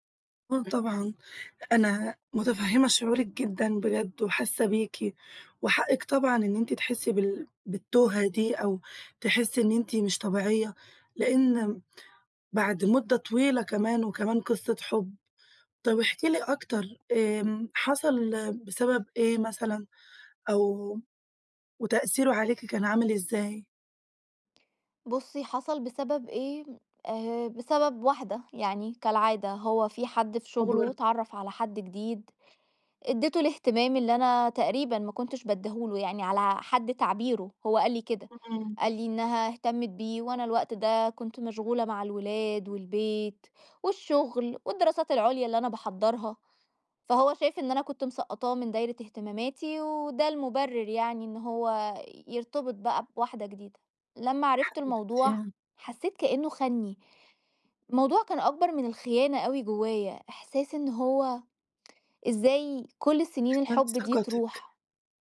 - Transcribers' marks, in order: other background noise; horn; tapping; sigh; tsk
- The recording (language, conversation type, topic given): Arabic, advice, إزاي الانفصال أثّر على أدائي في الشغل أو الدراسة؟